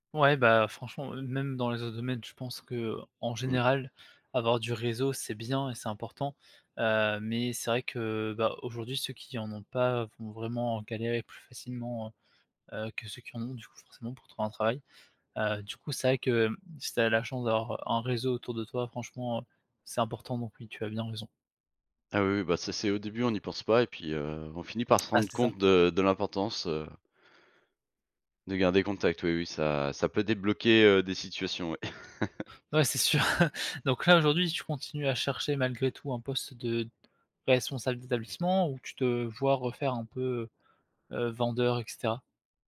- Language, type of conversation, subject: French, podcast, Peux-tu raconter une expérience où un mentor t’a vraiment aidé(e) ?
- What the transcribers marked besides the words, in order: laugh; laughing while speaking: "sûr"